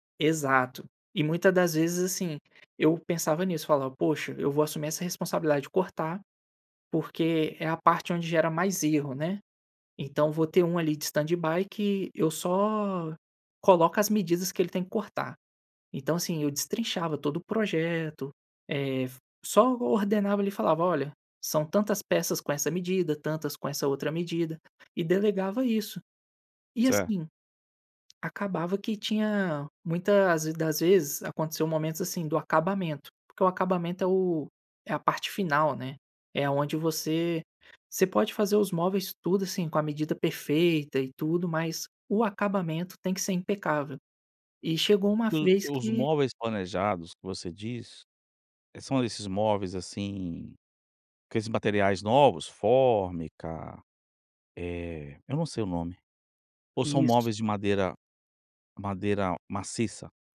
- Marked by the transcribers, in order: none
- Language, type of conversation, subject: Portuguese, podcast, Como dar um feedback difícil sem perder a confiança da outra pessoa?